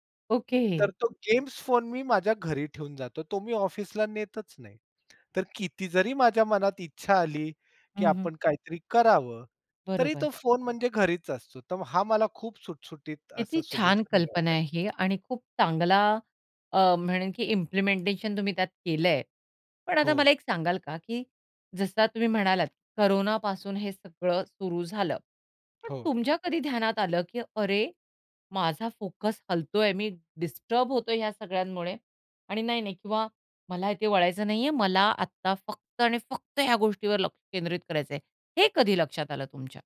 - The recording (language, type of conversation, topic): Marathi, podcast, लक्ष विचलित झाल्यावर तुम्ही काय करता?
- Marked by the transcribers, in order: tapping; other noise; other background noise; in English: "इम्प्लिमेंटेशन"